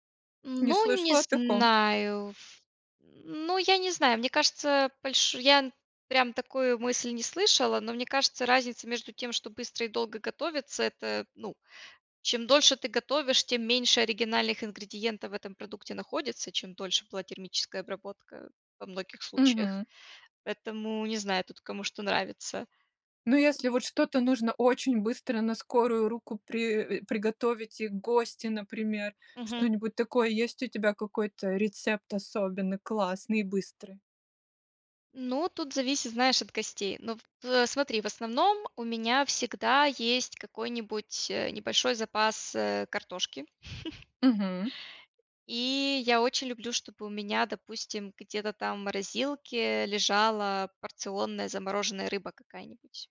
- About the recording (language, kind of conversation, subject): Russian, podcast, Какие у тебя есть лайфхаки для быстрой готовки?
- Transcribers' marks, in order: tapping; chuckle